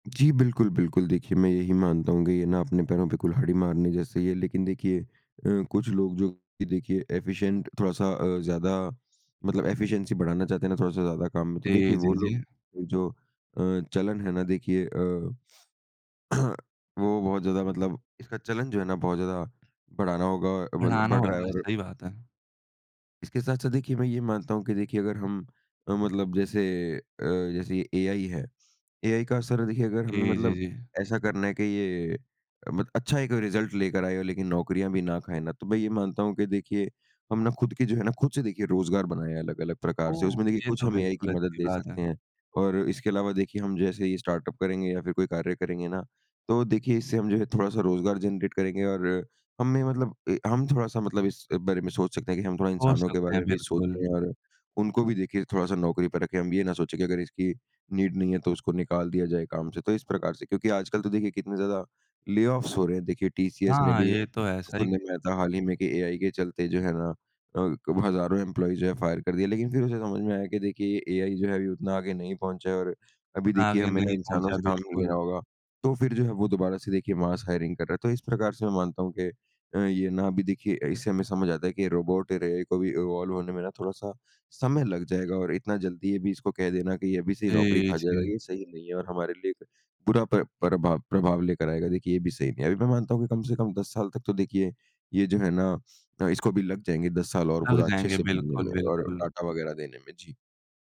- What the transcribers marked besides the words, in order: in English: "एफिशिएंट"; in English: "एफिशिएंसी"; throat clearing; in English: "एआई"; in English: "एआई"; in English: "रिजल्ट"; in English: "एआई"; in English: "स्टार्टअप"; in English: "जनरेट"; in English: "नीड"; in English: "ले-ऑफ्स"; in English: "टीसीएस"; in English: "एआई"; in English: "एम्प्लॉई"; in English: "फायर"; in English: "एआई"; in English: "मास हायरिंग"; in English: "रोबोट"; in English: "एआई"; in English: "इवॉल्व"; in English: "डाटा"
- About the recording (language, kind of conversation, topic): Hindi, podcast, नौकरियों पर रोबोट और एआई का असर हमारे लिए क्या होगा?